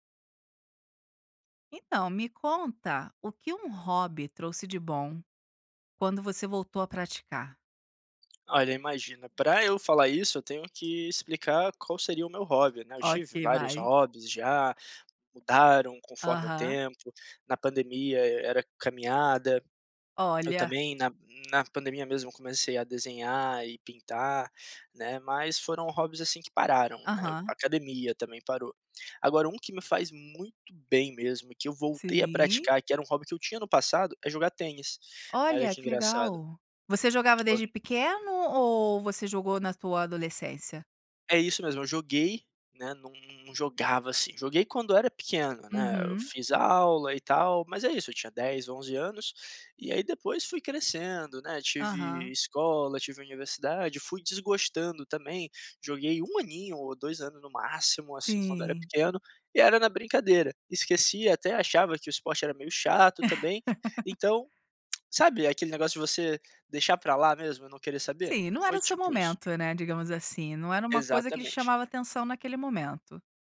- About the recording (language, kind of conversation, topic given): Portuguese, podcast, Que benefícios você percebeu ao retomar um hobby?
- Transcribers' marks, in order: laugh; tapping